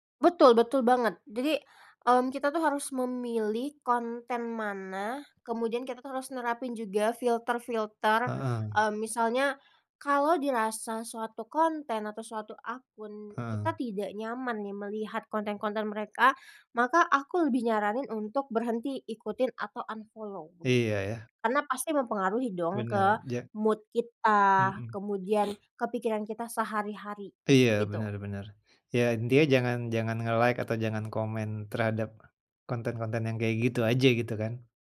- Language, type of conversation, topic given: Indonesian, podcast, Menurutmu, media sosial lebih banyak memberi manfaat atau justru membawa kerugian?
- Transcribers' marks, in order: in English: "unfollow"; in English: "mood"; sniff; in English: "nge-like"